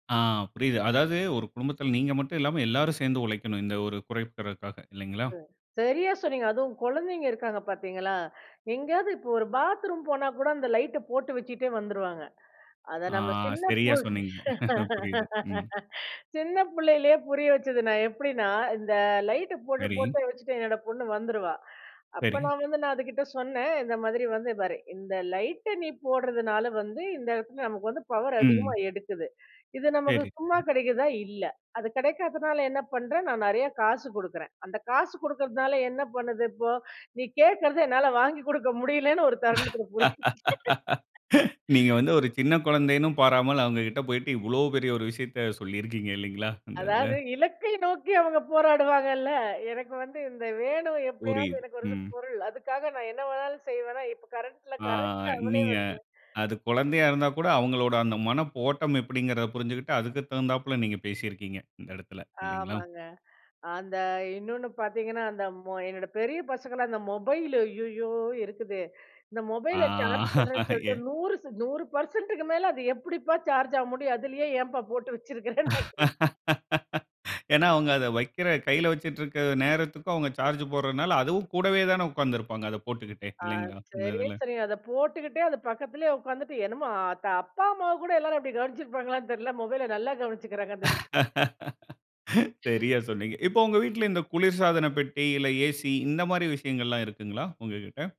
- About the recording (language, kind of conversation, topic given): Tamil, podcast, வீட்டில் மின்சார பயன்பாட்டை குறைக்க எந்த எளிய பழக்கங்களை பின்பற்றலாம்?
- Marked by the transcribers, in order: laugh; laughing while speaking: "வாங்கிக் குடுக்க முடியலன்னு ஒரு தருணத்தில புரிய வச்சு"; laugh; other noise; laughing while speaking: "இலக்கை நோக்கி அவங்க போராடுவாங்கள்ல, எனக்கு வந்து இந்த வேணும் எப்டியாவது எனக்கு வருது பொருள்"; drawn out: "ஆ"; chuckle; laughing while speaking: "வச்சிருக்கிறேன்னு நான் கேட்டேன்"; laugh; laughing while speaking: "எல்லாரும் அப்டி கவனிச்சிருப்பாங்களான்னு தெரில, மொபைல நல்லா கவனிச்சுக்கிறாங்க"; laugh